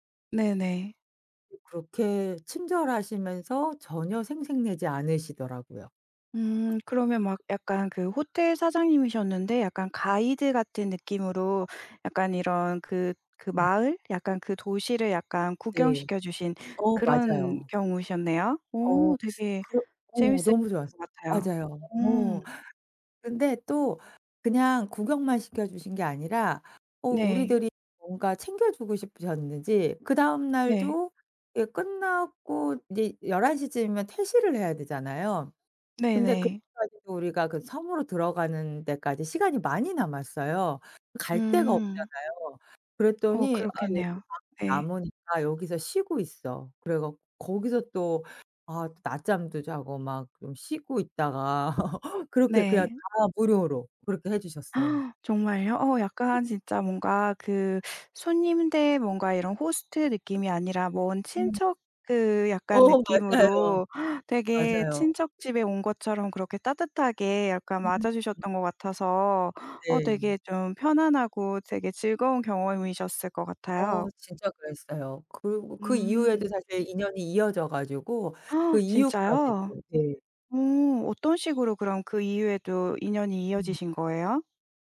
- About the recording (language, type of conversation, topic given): Korean, podcast, 여행 중에 만난 친절한 사람에 대해 이야기해 주실 수 있나요?
- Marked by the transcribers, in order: other background noise; laugh; gasp; laughing while speaking: "어 맞아요"; gasp